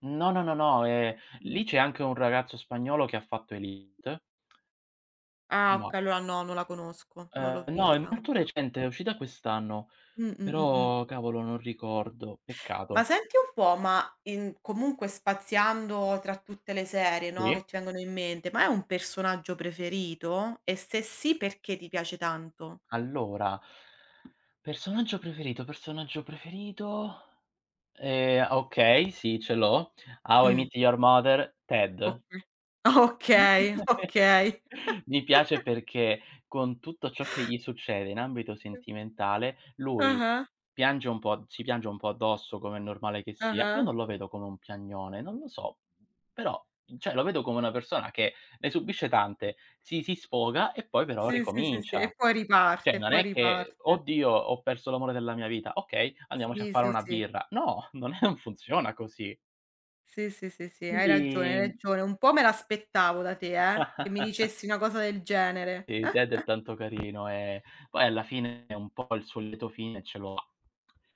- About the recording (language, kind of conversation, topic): Italian, unstructured, Qual è la serie TV che non ti stanchi mai di vedere?
- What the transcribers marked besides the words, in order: tapping; other background noise; laughing while speaking: "okay"; chuckle; chuckle; other noise; "cioè" said as "ceh"; "Cioè" said as "ceh"; chuckle; giggle; chuckle